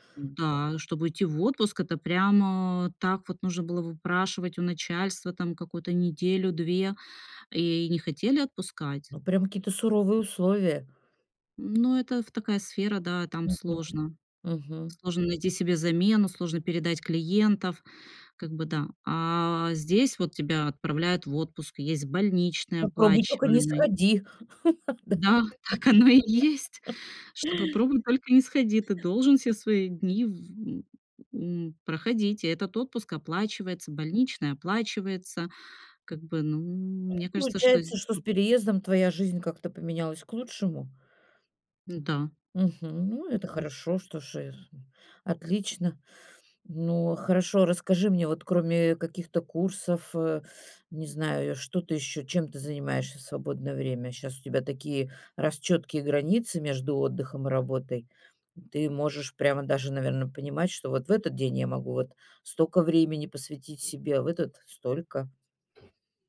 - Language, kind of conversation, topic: Russian, podcast, Как вы выстраиваете границы между работой и отдыхом?
- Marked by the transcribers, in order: other background noise; laugh; laughing while speaking: "Да"; chuckle; laugh; chuckle; tapping